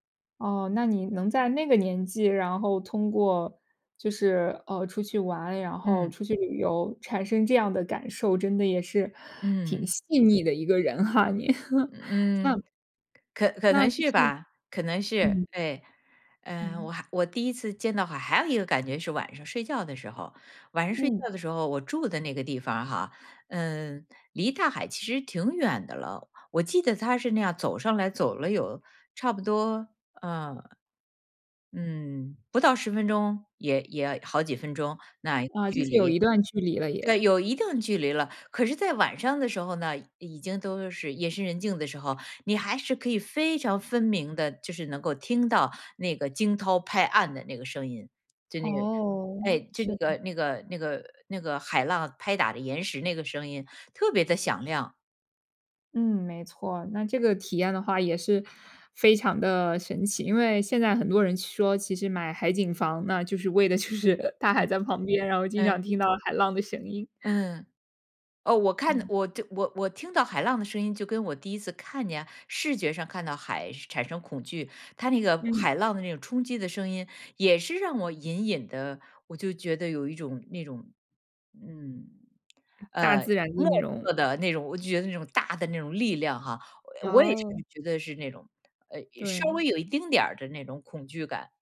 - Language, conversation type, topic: Chinese, podcast, 你第一次看到大海时是什么感觉？
- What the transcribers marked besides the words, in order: laughing while speaking: "哈，你"; chuckle; laughing while speaking: "就是"; joyful: "大海在旁边，然后经常听到海浪的声音"; other background noise